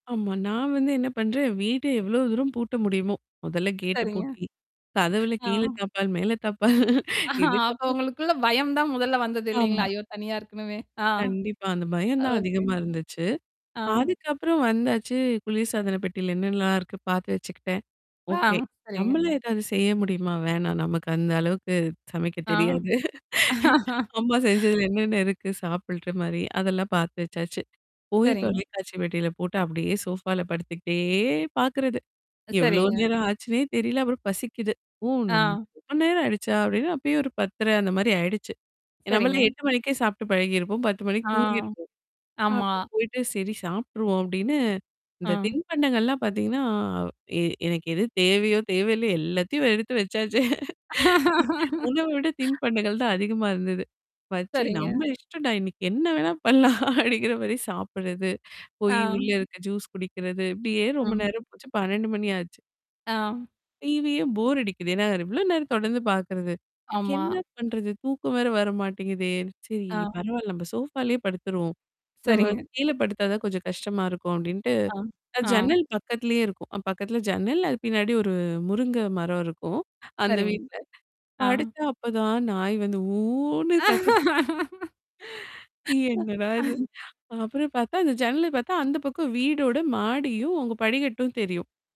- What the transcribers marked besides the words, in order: other noise; laugh; in English: "ஓகே"; in English: "ஓகே"; laughing while speaking: "அம்மா செஞ்சதுல என்னென்ன இருக்கு? சாப்புடுற மாரி?"; laugh; in English: "சோஃபால"; drawn out: "படுத்துக்கிட்டே"; laughing while speaking: "எடுத்து வச்சாச்சே"; laugh; laughing while speaking: "பச்சே நம்ம இஷ்டம்டா இன்னைக்கு என்ன … பன்னெண்டு மணி ஆச்சு"; in English: "ஜூஸ்"; in English: "டிவியும் போர்"; in English: "சோஃபாலயே"; mechanical hum; laugh; laughing while speaking: "ஊன்னு கத்த என்னடா இது"
- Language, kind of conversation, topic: Tamil, podcast, முதல் முறையாக தனியாக தங்கிய அந்த இரவில் உங்களுக்கு ஏற்பட்ட உணர்வுகளைப் பற்றி சொல்ல முடியுமா?